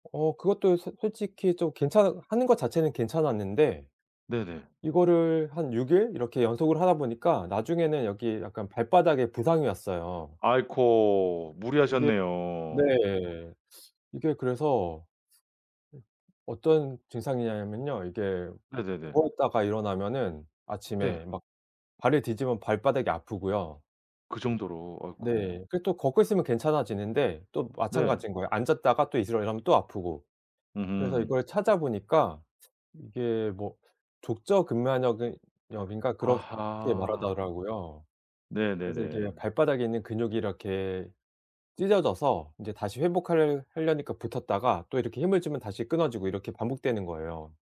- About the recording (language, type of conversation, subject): Korean, advice, 운동 성과 중단과 부상으로 인한 좌절감을 어떻게 극복할 수 있을까요?
- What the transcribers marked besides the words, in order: tapping; "일어나려면" said as "이스려려면"; "족저근막염" said as "족저근마녀근"